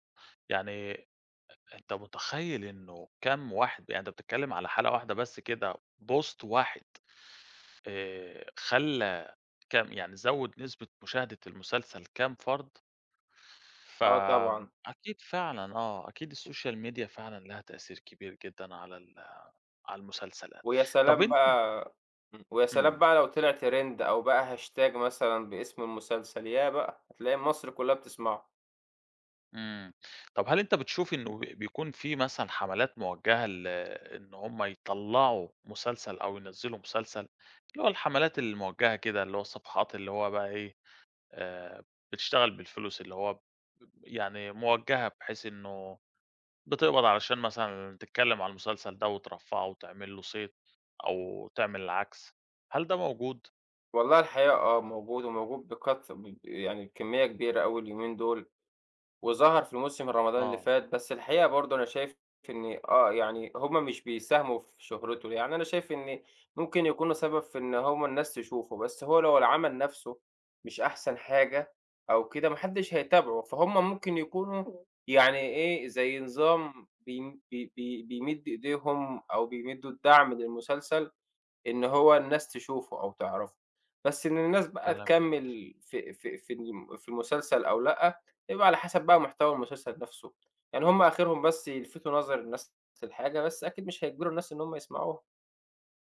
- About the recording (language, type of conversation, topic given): Arabic, podcast, إزاي بتأثر السوشال ميديا على شهرة المسلسلات؟
- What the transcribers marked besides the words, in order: in English: "post"; in English: "الSocial Media"; tapping; in English: "trend"; in English: "hashtag"